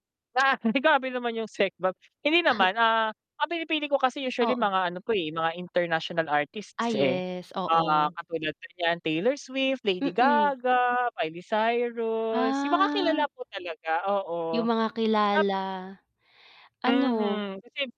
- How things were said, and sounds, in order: laugh; static; distorted speech; drawn out: "Ah"
- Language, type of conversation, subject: Filipino, unstructured, Paano mo pipiliin ang iyong talaan ng mga awitin para sa isang biyahe sa kalsada?